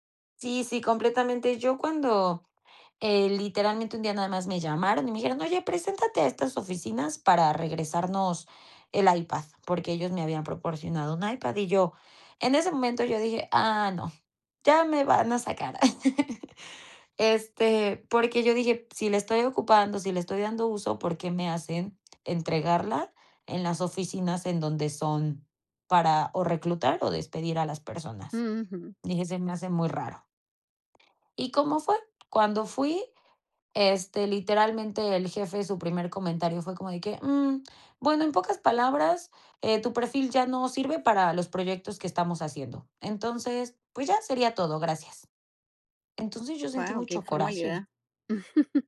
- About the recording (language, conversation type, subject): Spanish, podcast, ¿Cómo afrontaste un despido y qué hiciste después?
- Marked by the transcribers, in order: laugh; tapping; chuckle